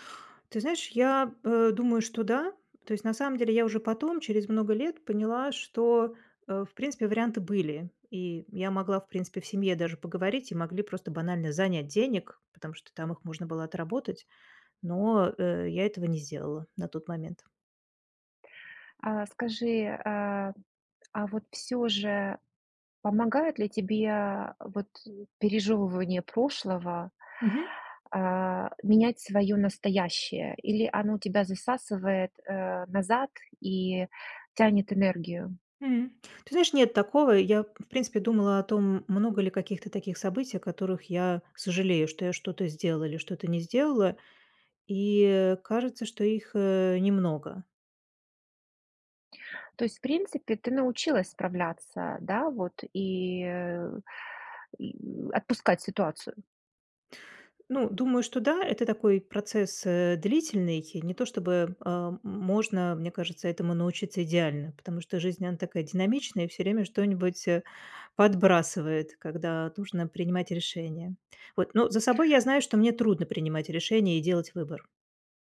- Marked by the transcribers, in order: tapping; other background noise
- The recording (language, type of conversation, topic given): Russian, podcast, Что помогает не сожалеть о сделанном выборе?